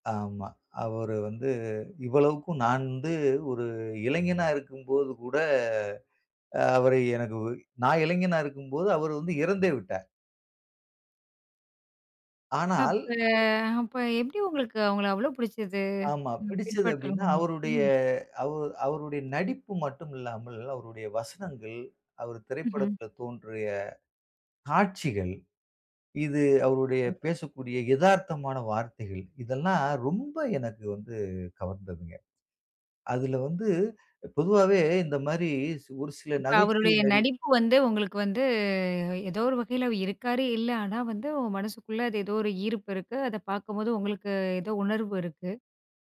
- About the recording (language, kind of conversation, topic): Tamil, podcast, நீங்கள் தொடர்ந்து பின்தொடரும் ஒரு கலைஞர் இருக்கிறாரா, அவர் உங்களை எந்த விதங்களில் பாதித்துள்ளார்?
- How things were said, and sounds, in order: none